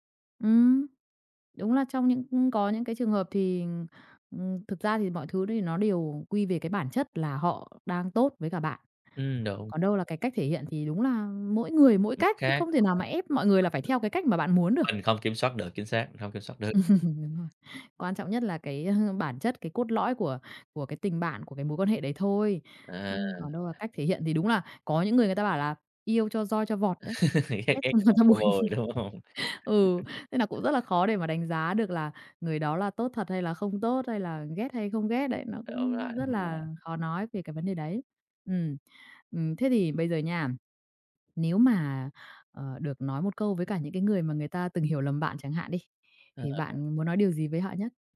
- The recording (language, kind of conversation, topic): Vietnamese, podcast, Bạn nên làm gì khi người khác hiểu sai ý tốt của bạn?
- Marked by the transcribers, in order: other background noise; unintelligible speech; laugh; laugh; laughing while speaking: "Ghét ghét cho ngọt cho bùi, đúng hông?"; laughing while speaking: "cho ngọt cho bùi"; laugh